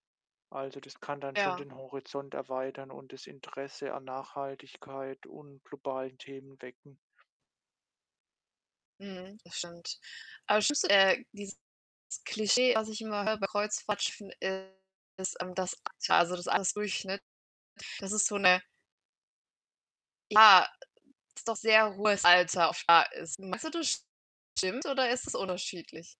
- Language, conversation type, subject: German, unstructured, Was findest du an Kreuzfahrten problematisch?
- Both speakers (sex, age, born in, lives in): female, 60-64, Turkey, Germany; male, 25-29, Germany, Germany
- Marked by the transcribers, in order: distorted speech; unintelligible speech